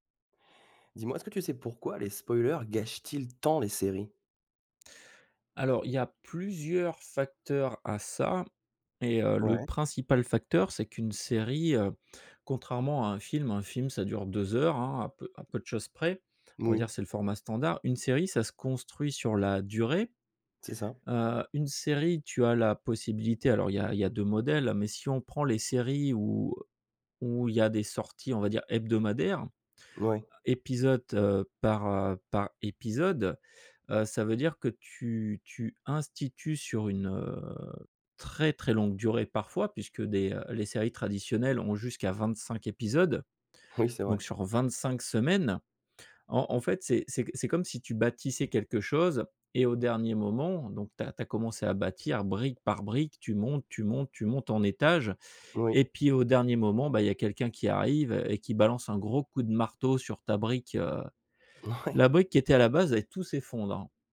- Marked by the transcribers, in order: stressed: "tant"; drawn out: "heu"; laughing while speaking: "Mouais"
- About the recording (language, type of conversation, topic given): French, podcast, Pourquoi les spoilers gâchent-ils tant les séries ?